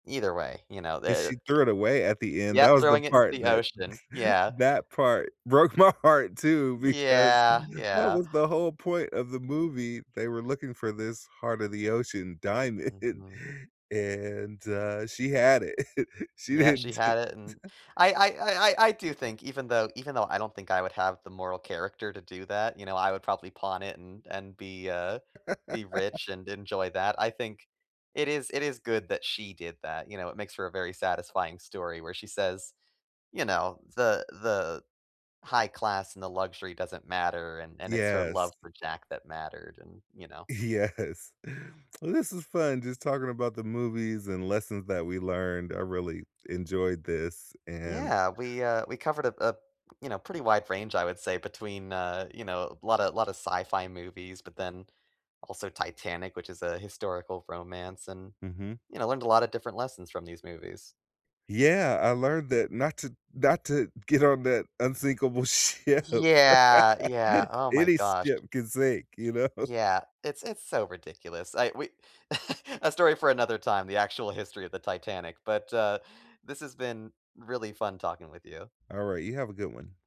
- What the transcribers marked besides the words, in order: tapping; laugh; laughing while speaking: "my heart"; laughing while speaking: "because"; other background noise; laughing while speaking: "diamond"; laugh; laughing while speaking: "didn't"; laugh; laugh; laughing while speaking: "Yes"; laughing while speaking: "on"; laughing while speaking: "ship"; laugh; laughing while speaking: "know?"; laugh
- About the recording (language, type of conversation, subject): English, unstructured, Which movies would teach me different lasting lessons I could use?